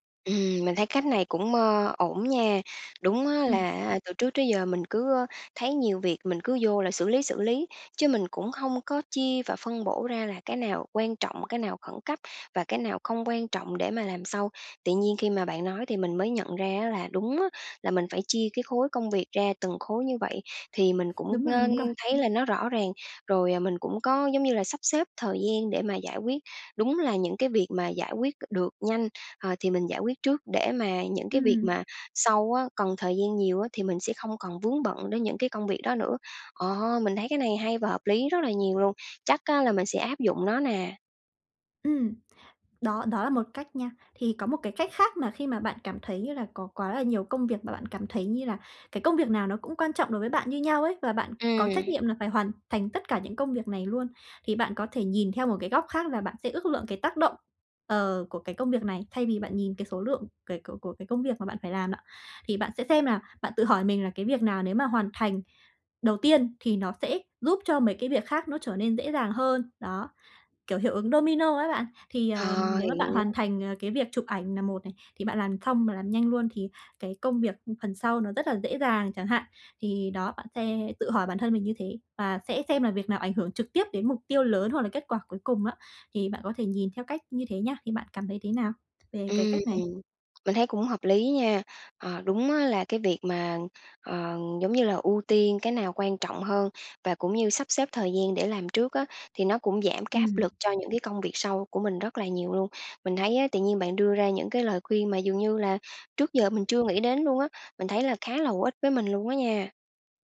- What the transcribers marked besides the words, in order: tapping
- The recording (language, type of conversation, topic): Vietnamese, advice, Làm sao tôi ưu tiên các nhiệm vụ quan trọng khi có quá nhiều việc cần làm?